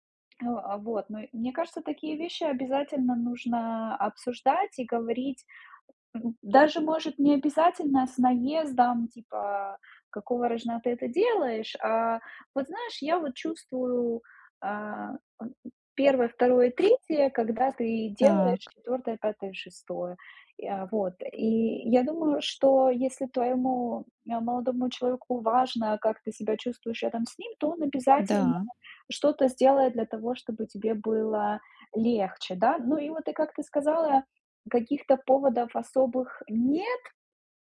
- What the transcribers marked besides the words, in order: none
- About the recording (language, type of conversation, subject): Russian, advice, Как справиться с подозрениями в неверности и трудностями с доверием в отношениях?